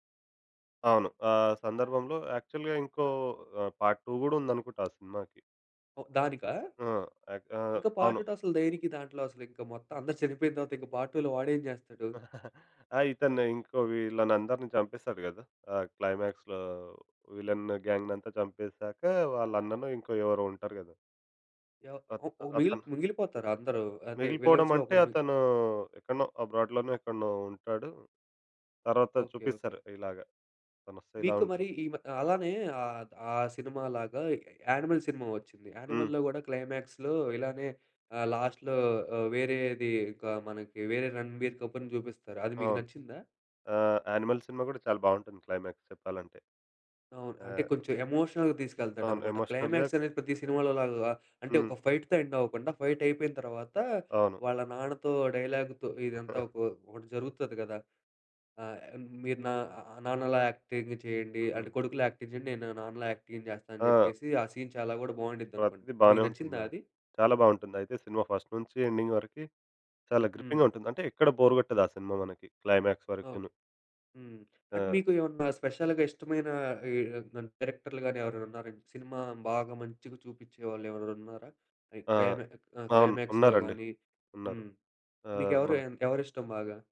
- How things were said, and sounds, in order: in English: "యాక్చువల్‌గా"; in English: "పార్ట్ 2"; tapping; horn; in English: "పార్ట్ 2"; in English: "పార్ట్ 2లో"; giggle; in English: "క్లైమాక్స్‌లో విలన్"; in English: "విలన్స్‌లో"; in English: "అబ్రాడ్‌లోనో"; in English: "క్లైమాక్స్‌లో"; in English: "లాస్ట్‌లో"; in English: "క్లైమాక్స్"; in English: "ఎమోషనల్‌గా"; in English: "ఎమోషనల్‌గా"; in English: "క్లైమాక్స్"; in English: "ఫైట్‌తో ఎండ్"; in English: "ఫైట్"; in English: "డైలాగ్‌తో"; chuckle; in English: "యాక్టింగ్"; in English: "యాక్టింగ్"; in English: "యాక్టింగ్"; in English: "సీన్"; in English: "ఫస్ట్"; in English: "ఎండింగ్"; in English: "బోర్"; in English: "క్లైమాక్స్"; in English: "స్పెషల్‌గా"; in English: "క్లైమాక్స్‌లో"
- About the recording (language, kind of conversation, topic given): Telugu, podcast, సినిమాకు ఏ రకమైన ముగింపు ఉంటే బాగుంటుందని మీకు అనిపిస్తుంది?